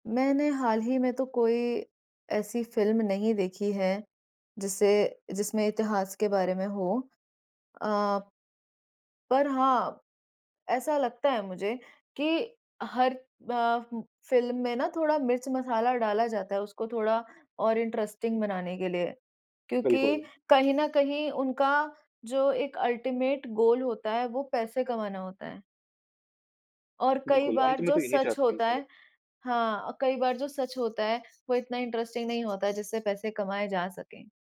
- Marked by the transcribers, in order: in English: "इंटरेस्टिंग"; in English: "अल्टीमेट गोल"; in English: "इंटरेस्टिंग"
- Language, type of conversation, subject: Hindi, unstructured, क्या इतिहास में कुछ घटनाएँ जानबूझकर छिपाई जाती हैं?
- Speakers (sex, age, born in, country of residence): female, 25-29, India, India; male, 20-24, India, India